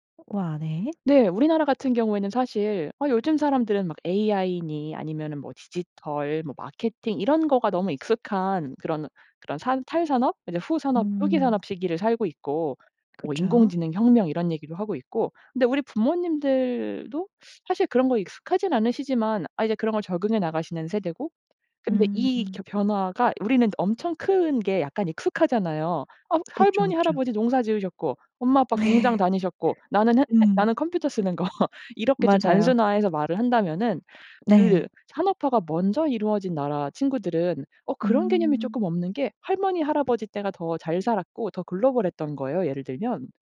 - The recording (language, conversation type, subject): Korean, podcast, 세대에 따라 ‘뿌리’를 바라보는 관점은 어떻게 다른가요?
- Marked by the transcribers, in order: other background noise; tapping; laugh; laughing while speaking: "거"